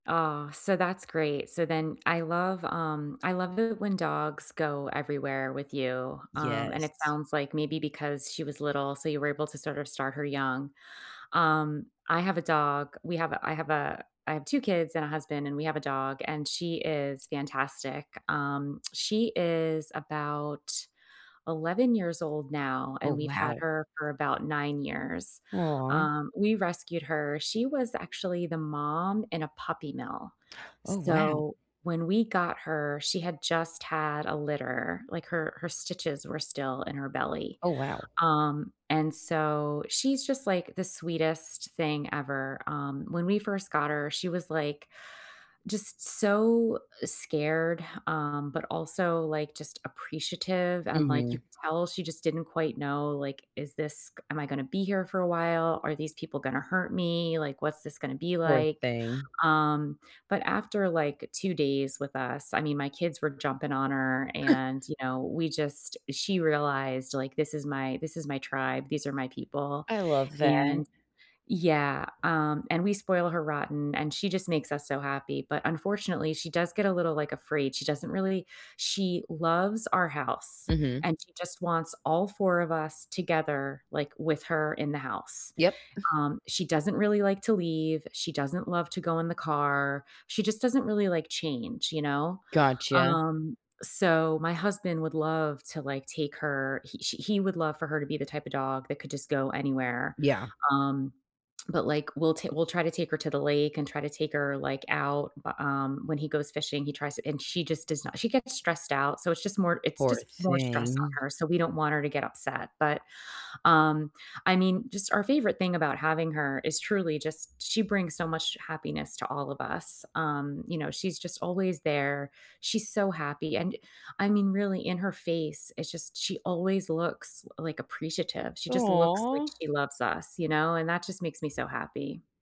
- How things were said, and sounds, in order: other background noise; chuckle; tapping; chuckle
- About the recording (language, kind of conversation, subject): English, unstructured, What is your favorite thing about having a pet?
- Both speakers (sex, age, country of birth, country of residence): female, 35-39, United States, United States; female, 45-49, United States, United States